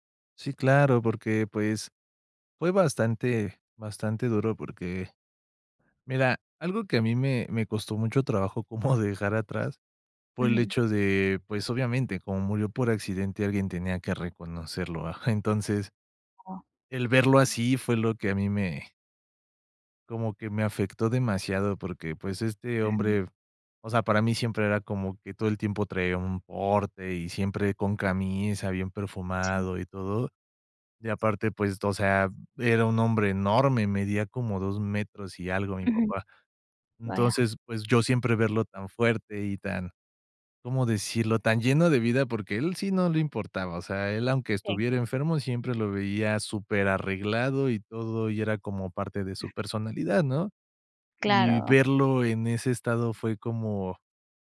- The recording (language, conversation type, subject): Spanish, advice, ¿Por qué el aniversario de mi relación me provoca una tristeza inesperada?
- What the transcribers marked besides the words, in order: chuckle; other background noise